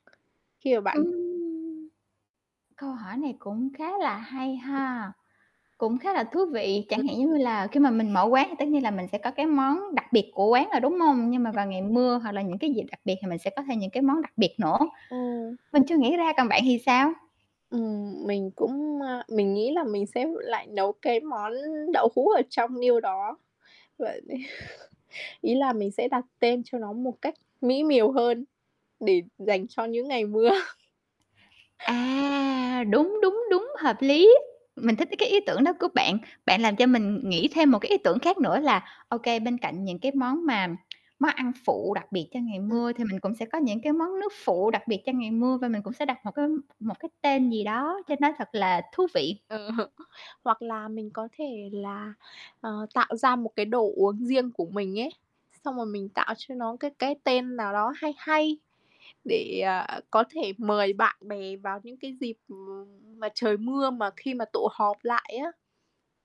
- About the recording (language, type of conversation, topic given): Vietnamese, unstructured, Bữa ăn nào sẽ là hoàn hảo nhất cho một ngày mưa?
- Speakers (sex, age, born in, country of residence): female, 20-24, Vietnam, Vietnam; female, 30-34, Vietnam, Vietnam
- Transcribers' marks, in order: tapping; static; unintelligible speech; other background noise; unintelligible speech; unintelligible speech; chuckle; laughing while speaking: "mưa"; tsk; unintelligible speech; laughing while speaking: "Ờ"